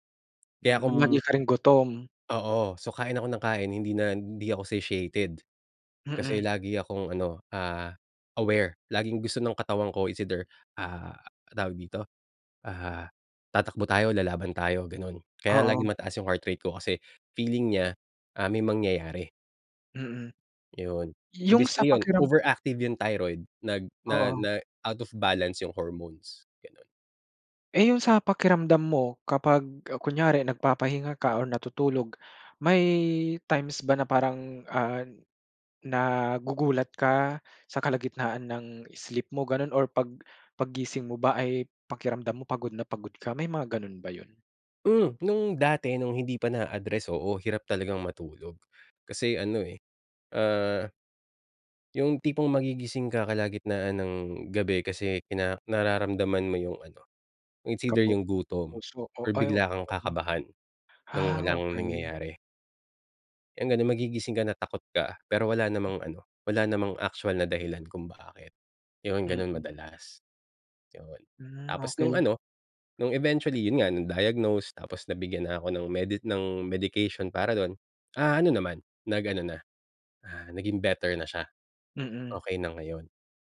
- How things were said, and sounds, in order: in English: "satiated"; in English: "it's either"; in English: "overactive"; in English: "it's either"; unintelligible speech; in English: "na-diagnose"
- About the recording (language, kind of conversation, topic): Filipino, podcast, Anong simpleng gawi ang talagang nagbago ng buhay mo?